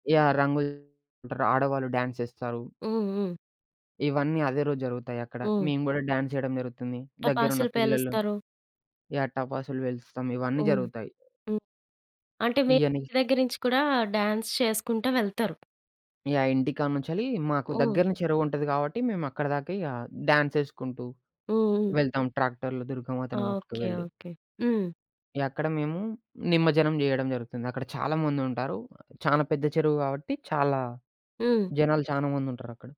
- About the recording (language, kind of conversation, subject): Telugu, podcast, మీరు గతంలో పండుగ రోజున కుటుంబంతో కలిసి గడిపిన అత్యంత మధురమైన అనుభవం ఏది?
- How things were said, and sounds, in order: in English: "డ్యాన్స్"; in English: "డ్యాన్స్"; in English: "డాన్స్"; other background noise; in English: "ట్రాక్టర్‌లో"; tapping